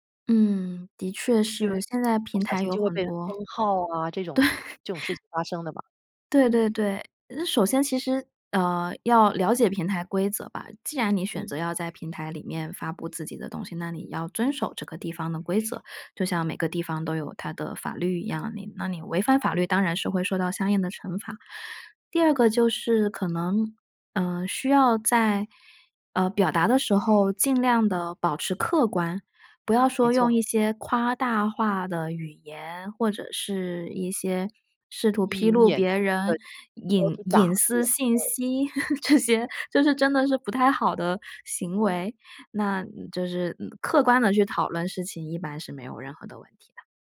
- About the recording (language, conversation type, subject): Chinese, podcast, 社交媒体怎样改变你的表达？
- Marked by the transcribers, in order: other background noise; laughing while speaking: "对"; unintelligible speech; unintelligible speech; chuckle; laughing while speaking: "这些"